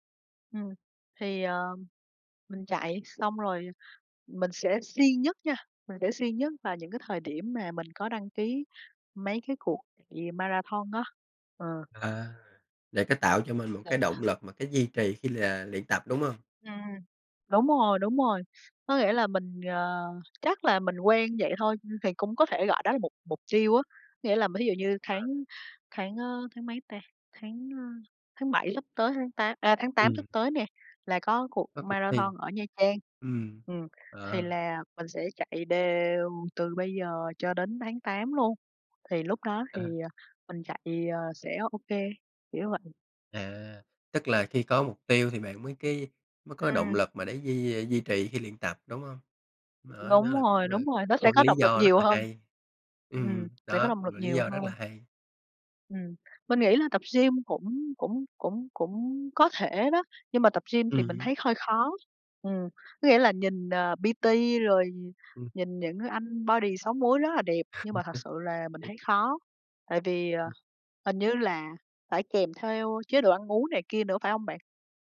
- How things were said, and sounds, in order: tapping; in English: "marathon"; other background noise; unintelligible speech; in English: "marathon"; chuckle; in English: "P-T"; in English: "body"; chuckle; unintelligible speech
- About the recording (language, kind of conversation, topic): Vietnamese, unstructured, Bạn có thể chia sẻ cách bạn duy trì động lực khi tập luyện không?